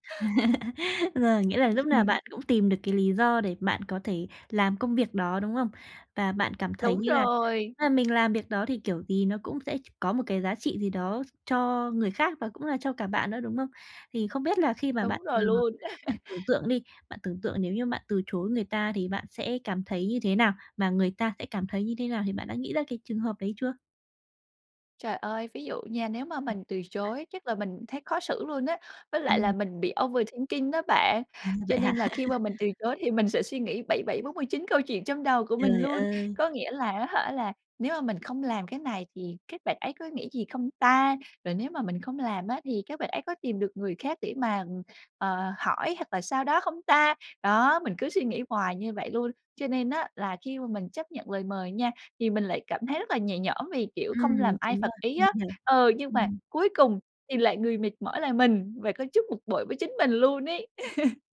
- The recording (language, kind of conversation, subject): Vietnamese, advice, Làm thế nào để lịch sự từ chối lời mời?
- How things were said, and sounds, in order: laugh; tapping; other background noise; laugh; in English: "overthinking"; laugh; laugh